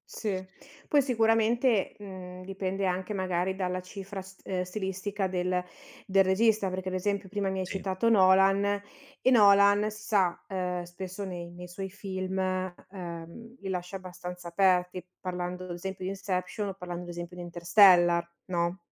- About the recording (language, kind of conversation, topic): Italian, podcast, Che cosa rende un finale davvero soddisfacente per lo spettatore?
- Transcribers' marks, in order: none